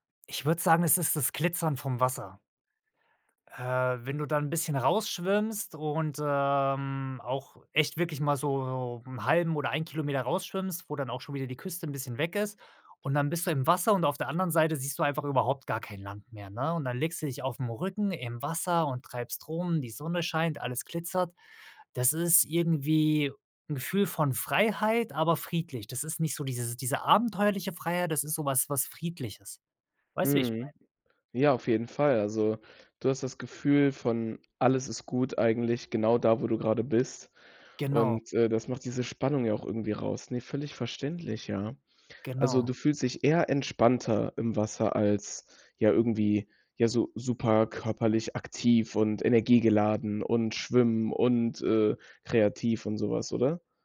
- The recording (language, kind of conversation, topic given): German, podcast, Was fasziniert dich mehr: die Berge oder die Küste?
- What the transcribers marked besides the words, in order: none